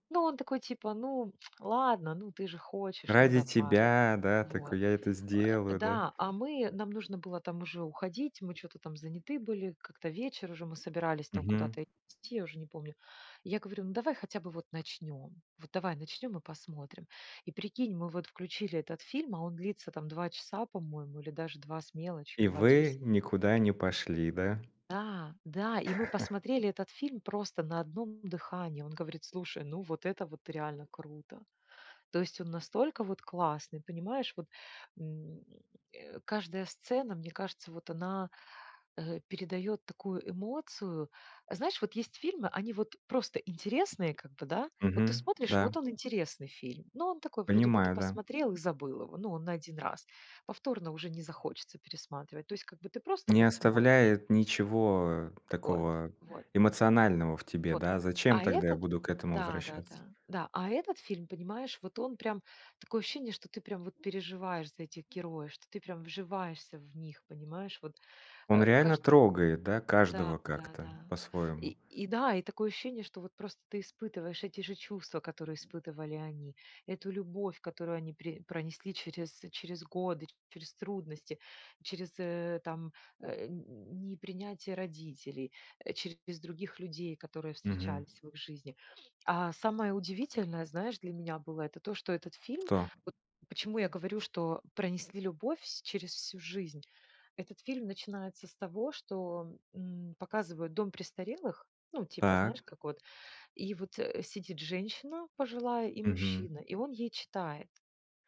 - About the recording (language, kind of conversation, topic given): Russian, podcast, О каком своём любимом фильме вы бы рассказали и почему он вам близок?
- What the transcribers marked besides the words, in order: lip smack; tapping; chuckle; sniff